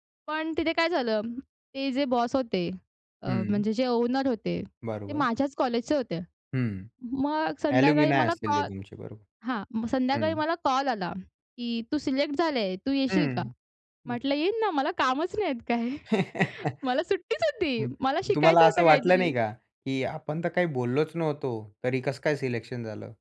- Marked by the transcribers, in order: other background noise; in English: "ॲल्युमिनाय"; other noise; laughing while speaking: "मला कामच नाहीयेत काय. मला सुट्टीच होती. मला शिकायचं होतं काहीतरी"; laugh
- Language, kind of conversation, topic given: Marathi, podcast, तुम्ही पैशांना जास्त महत्त्व देता की कामाच्या अर्थपूर्णतेला?